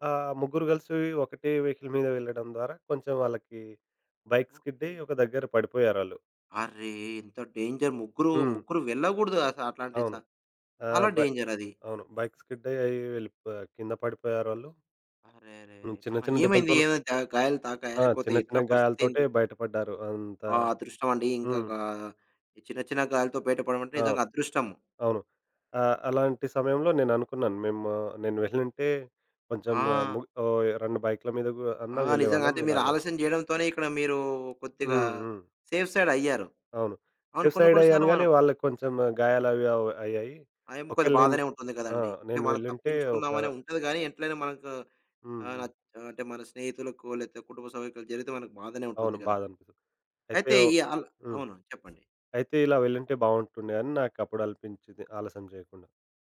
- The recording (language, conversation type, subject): Telugu, podcast, ఆలస్యం చేస్తున్నవారికి మీరు ఏ సలహా ఇస్తారు?
- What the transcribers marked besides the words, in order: in English: "వెహికల్"; in English: "బైక్ స్కిడ్"; in English: "డేంజర్"; in English: "బైక్ స్కిడ్"; chuckle; in English: "సేఫ్"; "అనిపించింది" said as "అల్పించింది"